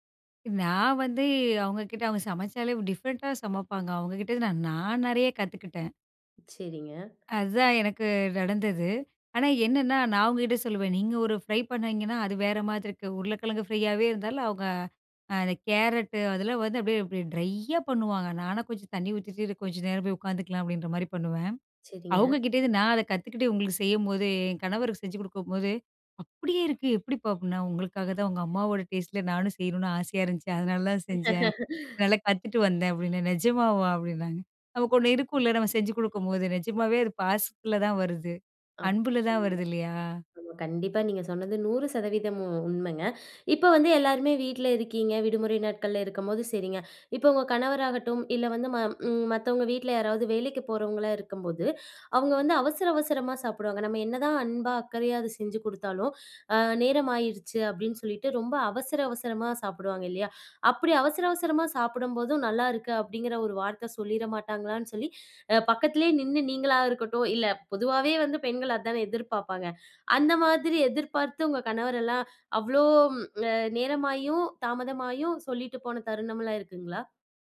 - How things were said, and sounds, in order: in English: "டிஃபரண்ட்டா"; in English: "ஃப்ரை"; in English: "ஃப்ரையாவே"; in English: "ட்ரையா"; surprised: "அப்படியே இருக்கு, எப்டிப்பா?"; unintelligible speech
- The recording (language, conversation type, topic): Tamil, podcast, சமையல் மூலம் அன்பை எப்படி வெளிப்படுத்தலாம்?